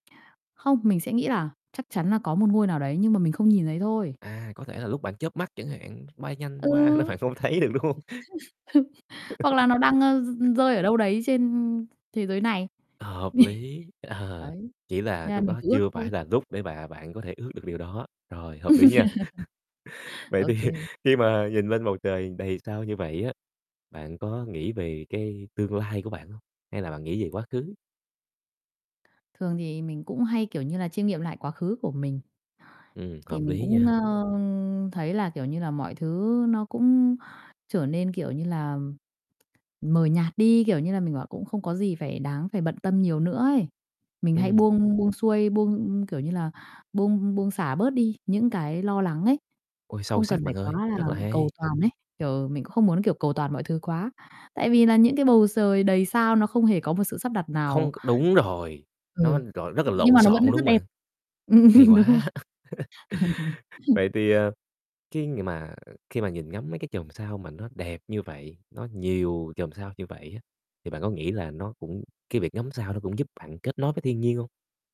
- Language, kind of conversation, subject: Vietnamese, podcast, Bạn cảm thấy và nghĩ gì khi ngước nhìn bầu trời đầy sao giữa thiên nhiên?
- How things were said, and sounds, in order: other background noise; laughing while speaking: "nên bạn không thấy được, đúng hông?"; other noise; chuckle; chuckle; chuckle; distorted speech; tapping; chuckle; laughing while speaking: "thì"; static; "trời" said as "sời"; chuckle; laughing while speaking: "đúng rồi"; chuckle